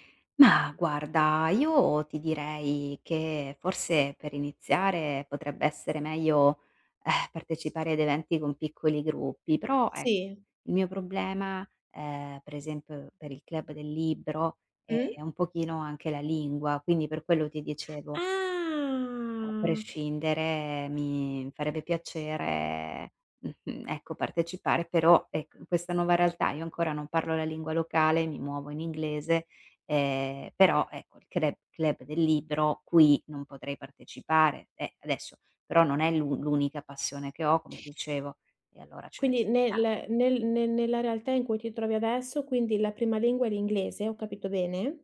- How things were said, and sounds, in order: sigh; drawn out: "Ah!"
- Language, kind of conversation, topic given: Italian, advice, Come posso creare connessioni significative partecipando ad attività locali nella mia nuova città?